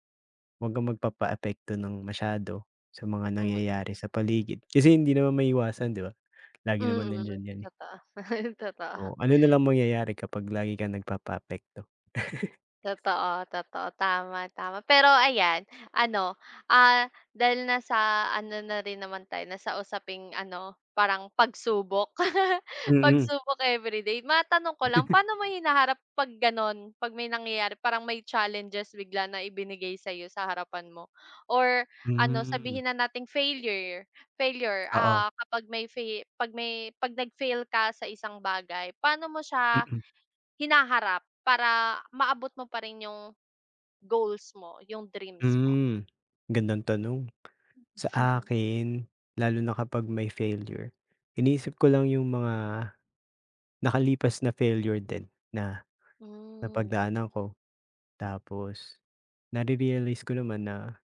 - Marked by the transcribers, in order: other background noise; chuckle; chuckle; laugh; laugh; laugh
- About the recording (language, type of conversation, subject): Filipino, unstructured, Paano mo balak makamit ang mga pangarap mo?